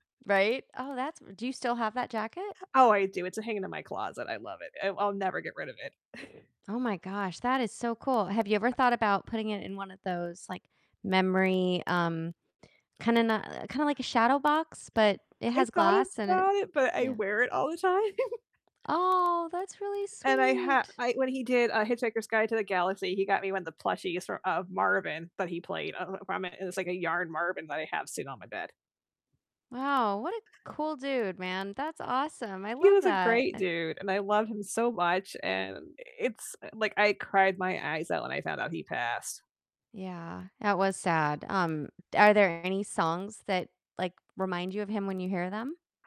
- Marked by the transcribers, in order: distorted speech; chuckle; other background noise; laughing while speaking: "time"
- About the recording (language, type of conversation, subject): English, unstructured, How do you discover new music these days, and which finds have really stuck with you?
- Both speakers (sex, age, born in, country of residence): female, 45-49, United States, United States; female, 45-49, United States, United States